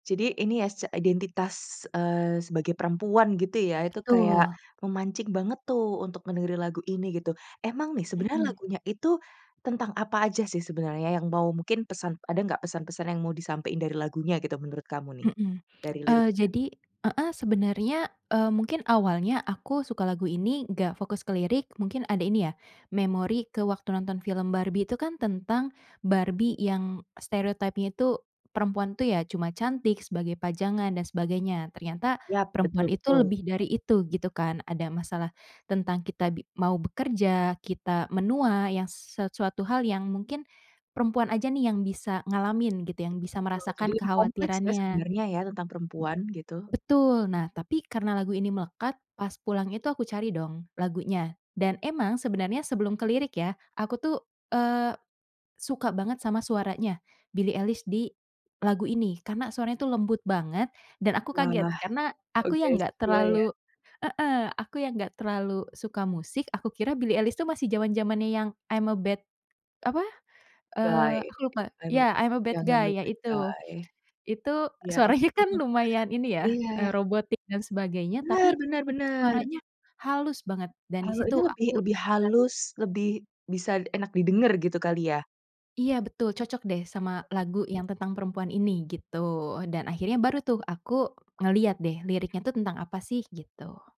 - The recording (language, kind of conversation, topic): Indonesian, podcast, Ceritakan lagu apa yang selalu membuat kamu ingin mendengarkannya lagi, dan kenapa?
- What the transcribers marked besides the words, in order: other background noise; in English: "stereotype-nya"; tapping; in English: "I'm a Bad"; in English: "Guy"; in English: "I'm a Bad Guy"; in English: "I'm a Bad Guy"; laughing while speaking: "suaranya"